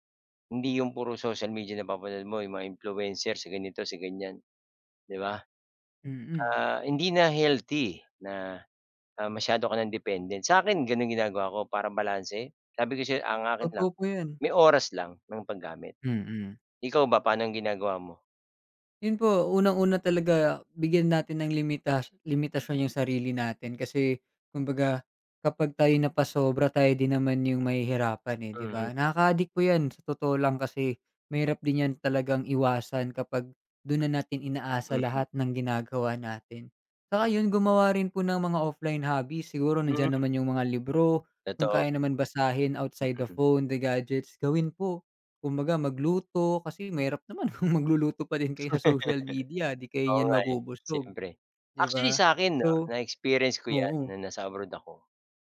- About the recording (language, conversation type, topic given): Filipino, unstructured, Ano ang palagay mo sa labis na paggamit ng midyang panlipunan bilang libangan?
- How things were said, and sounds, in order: other background noise; tapping; laugh; laughing while speaking: "kung"